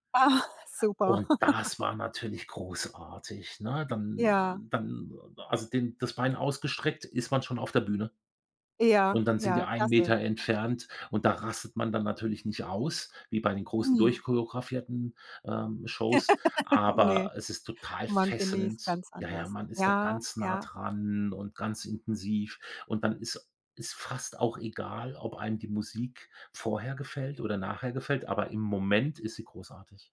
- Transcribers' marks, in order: chuckle; other background noise; laugh
- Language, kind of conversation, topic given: German, podcast, Wie beeinflusst Live-Musik langfristig deinen Musikgeschmack?